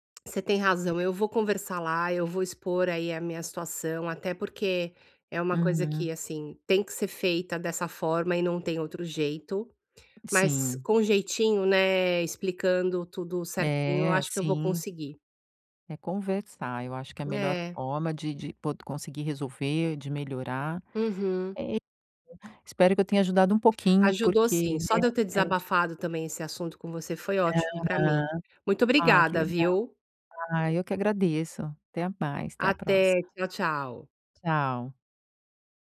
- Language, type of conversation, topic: Portuguese, advice, Como posso estabelecer limites claros entre o trabalho e a vida pessoal?
- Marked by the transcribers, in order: unintelligible speech; tapping; other background noise; unintelligible speech